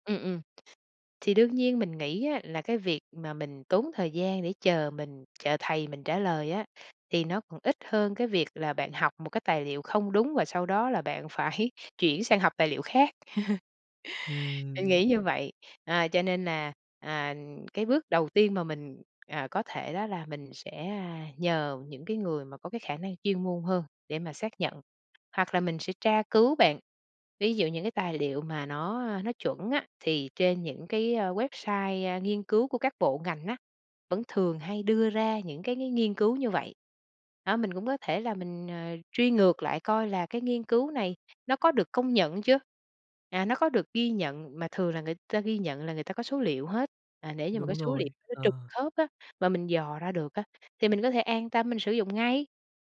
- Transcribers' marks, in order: other background noise; laughing while speaking: "phải"; chuckle; tapping
- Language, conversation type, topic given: Vietnamese, podcast, Bạn đánh giá và kiểm chứng nguồn thông tin như thế nào trước khi dùng để học?